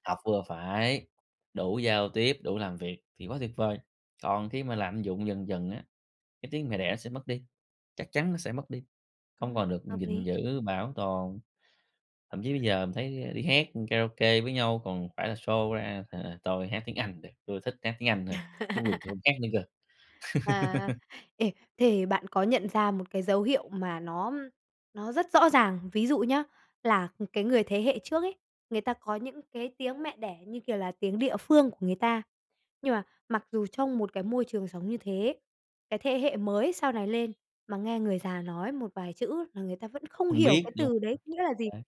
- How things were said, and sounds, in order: in English: "show"; laugh; laugh; other background noise; tapping
- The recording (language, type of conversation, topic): Vietnamese, podcast, Bạn thấy việc giữ gìn tiếng mẹ đẻ hiện nay khó hay dễ?